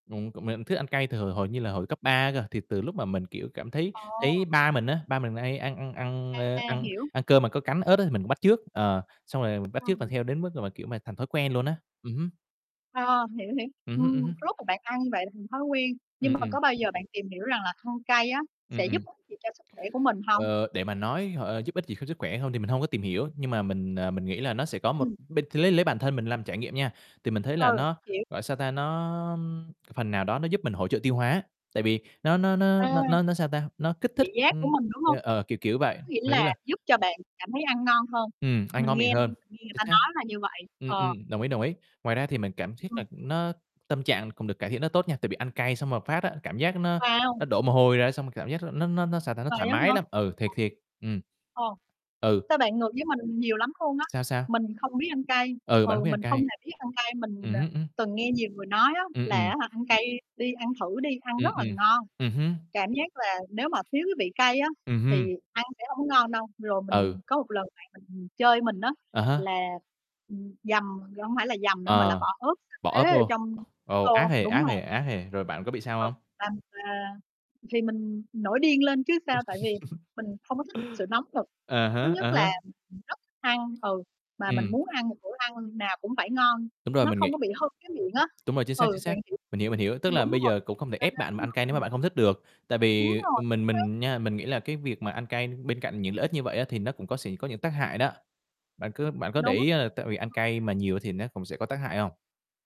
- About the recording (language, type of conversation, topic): Vietnamese, unstructured, Bạn nghĩ sao về việc ăn đồ ăn quá cay?
- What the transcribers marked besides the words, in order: unintelligible speech; static; distorted speech; tapping; other background noise; unintelligible speech; mechanical hum; chuckle; unintelligible speech